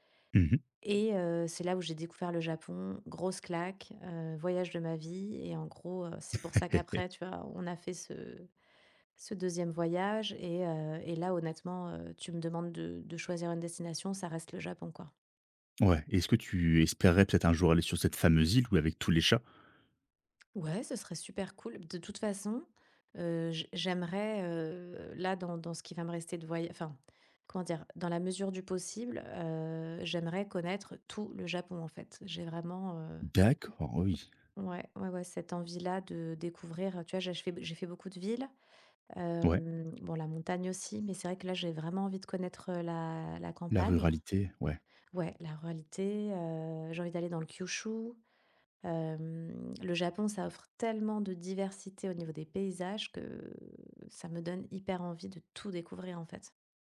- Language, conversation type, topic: French, podcast, Peux-tu me raconter une rencontre inattendue avec un animal sauvage ?
- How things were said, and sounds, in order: laugh; stressed: "tout"; tapping